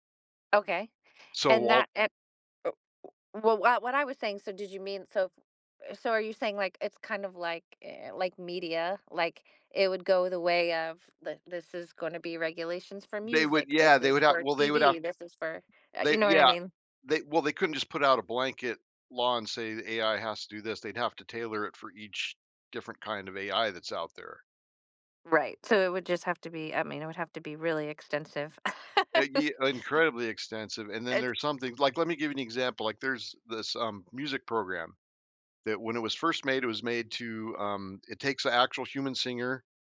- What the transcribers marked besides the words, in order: other background noise; tapping; laugh; other noise
- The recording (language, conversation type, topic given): English, unstructured, How do you think artificial intelligence will change our lives in the future?